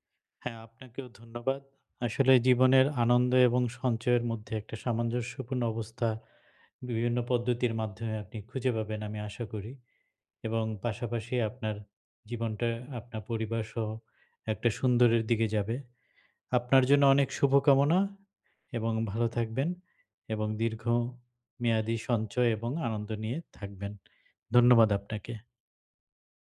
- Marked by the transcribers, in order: none
- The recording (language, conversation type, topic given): Bengali, advice, স্বল্পমেয়াদী আনন্দ বনাম দীর্ঘমেয়াদি সঞ্চয়